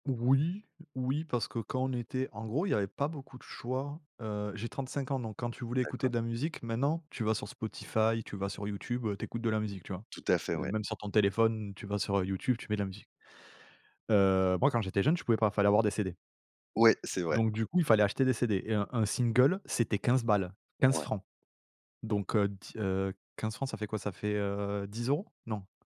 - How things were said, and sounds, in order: none
- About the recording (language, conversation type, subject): French, podcast, Comment tes goûts musicaux ont-ils évolué avec le temps ?